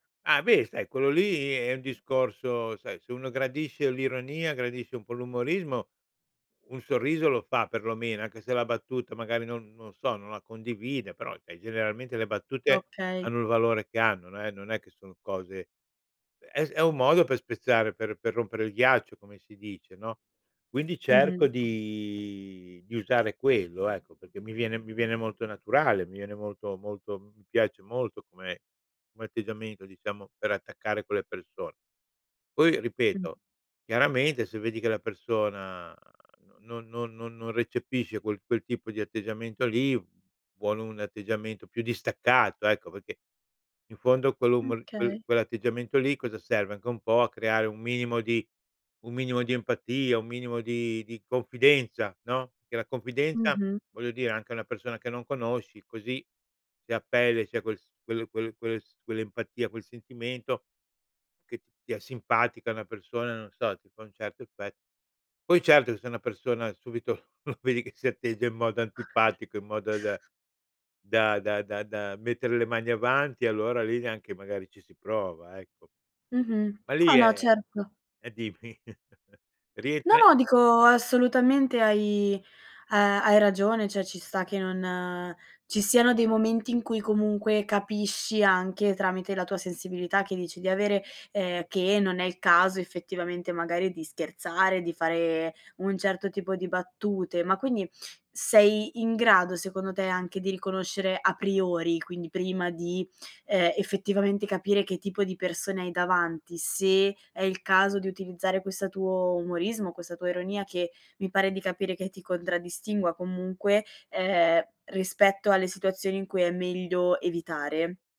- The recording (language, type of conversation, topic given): Italian, podcast, Che ruolo ha l’umorismo quando vuoi creare un legame con qualcuno?
- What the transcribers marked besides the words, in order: "cioè" said as "ceh"; other background noise; chuckle; chuckle; tapping